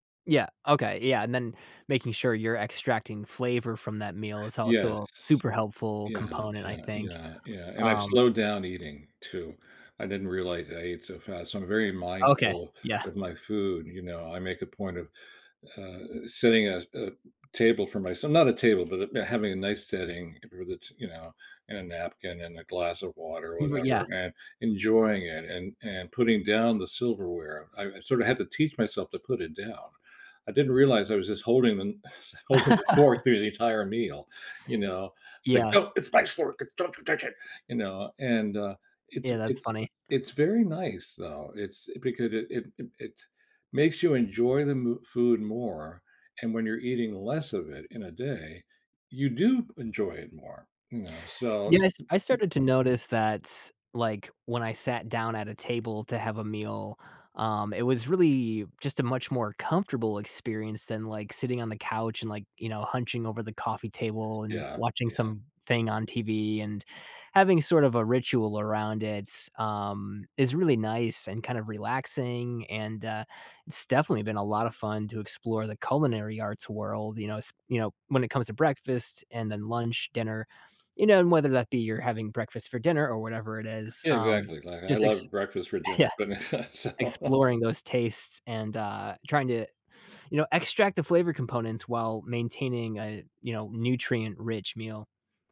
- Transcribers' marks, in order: other background noise; chuckle; laughing while speaking: "holding the fork"; angry: "No, it's my fork. Eh don't you touch it"; tapping; laughing while speaking: "Yeah"; chuckle; laughing while speaking: "so"; inhale
- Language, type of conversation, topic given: English, unstructured, What did you never expect to enjoy doing every day?